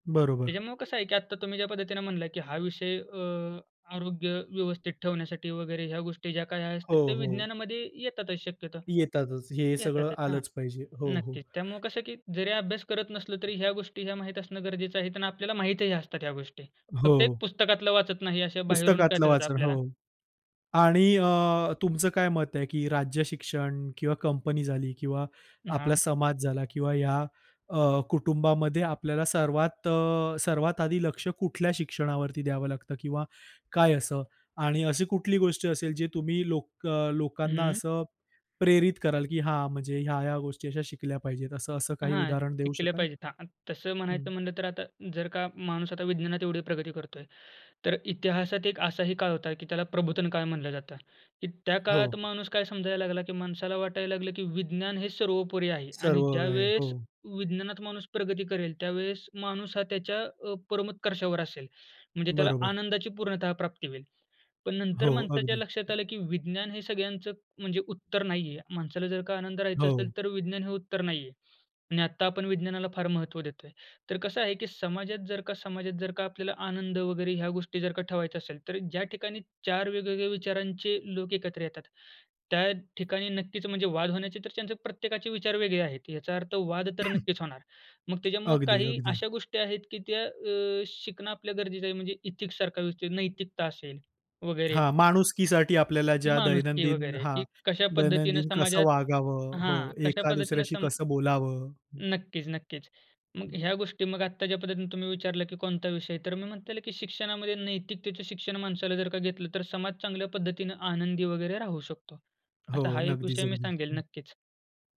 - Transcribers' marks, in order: other background noise; cough; "एथिक" said as "इथिक"; "अगदीच" said as "नगदीच"
- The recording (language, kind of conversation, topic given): Marathi, podcast, जीवनभर शिक्षणाचा अर्थ तुम्हाला काय वाटतो?